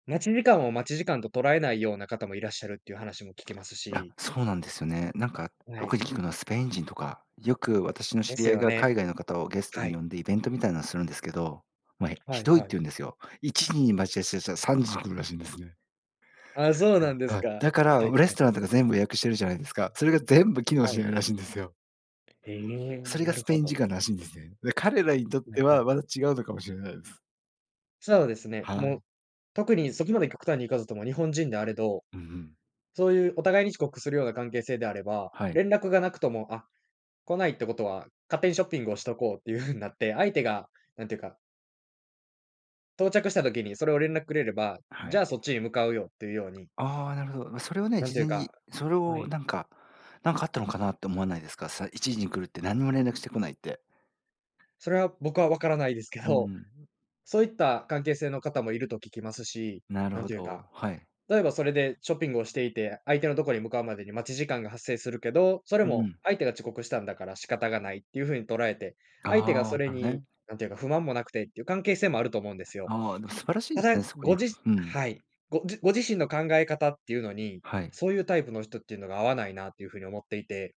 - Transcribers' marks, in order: tapping; other background noise; unintelligible speech
- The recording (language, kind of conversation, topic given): Japanese, podcast, 信頼できる友達をどう見極めればいいですか？